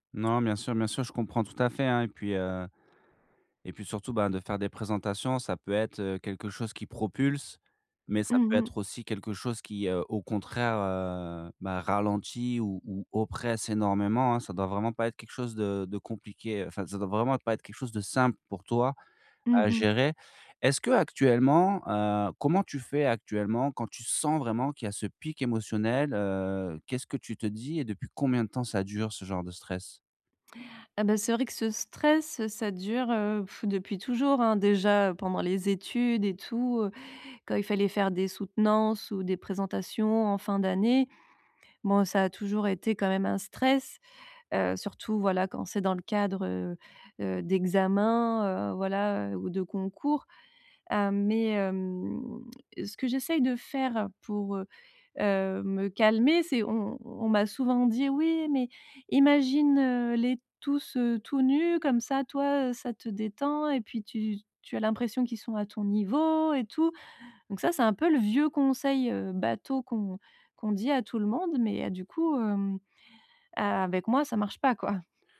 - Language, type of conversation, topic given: French, advice, Comment réduire rapidement une montée soudaine de stress au travail ou en public ?
- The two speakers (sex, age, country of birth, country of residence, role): female, 35-39, France, France, user; male, 40-44, France, France, advisor
- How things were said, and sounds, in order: stressed: "sens"; drawn out: "hem"; put-on voice: "Oui mais, imagine, heu, les … niveau et tout"